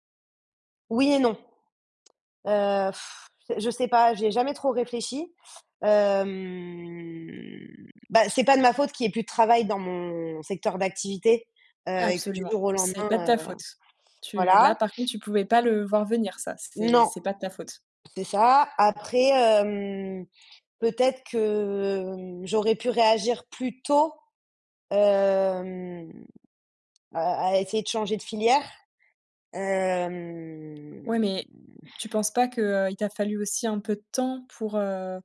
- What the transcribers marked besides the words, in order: drawn out: "Hem"; stressed: "tôt"; drawn out: "hem"; drawn out: "hem"; scoff
- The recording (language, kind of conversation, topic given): French, advice, Pourquoi ai-je l’impression de devoir afficher une vie parfaite en public ?